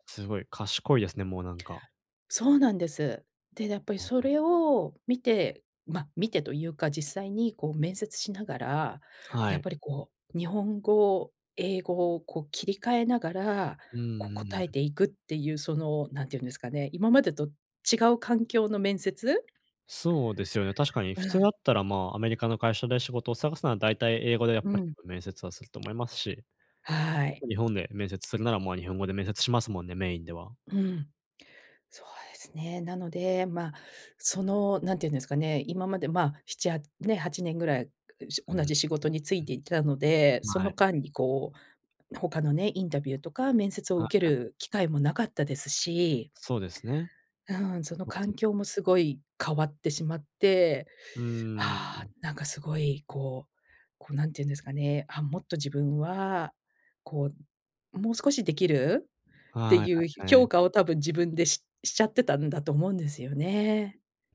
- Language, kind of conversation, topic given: Japanese, advice, 失敗した後に自信を取り戻す方法は？
- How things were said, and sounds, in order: other background noise